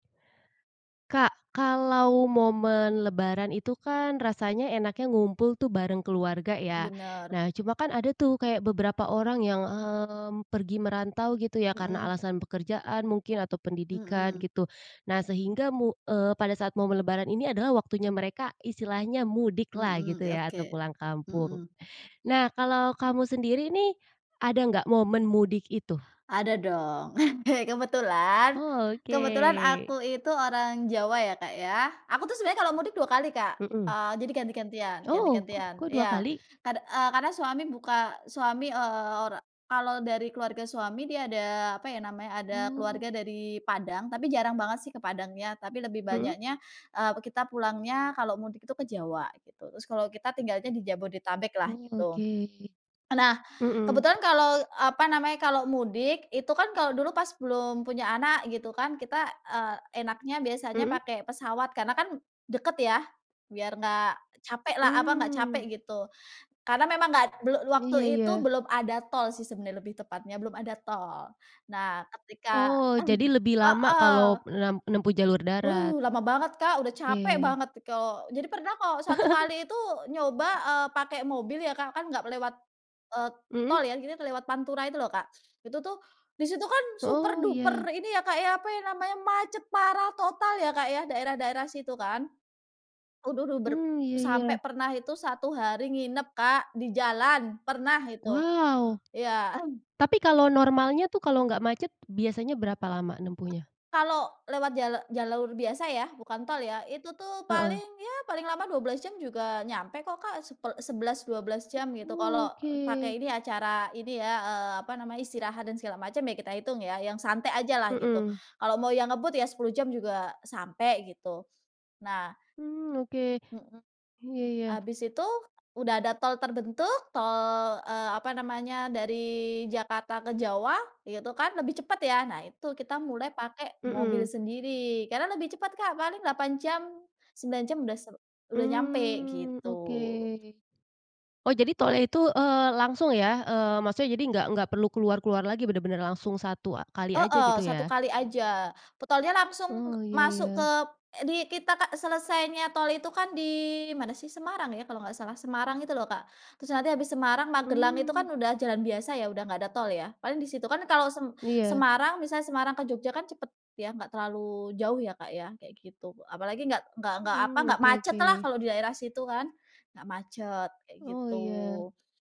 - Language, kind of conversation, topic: Indonesian, podcast, Apa ritual yang kamu lakukan saat pulang kampung atau mudik?
- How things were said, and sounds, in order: chuckle; other background noise; "Oke" said as "ke"; chuckle; tapping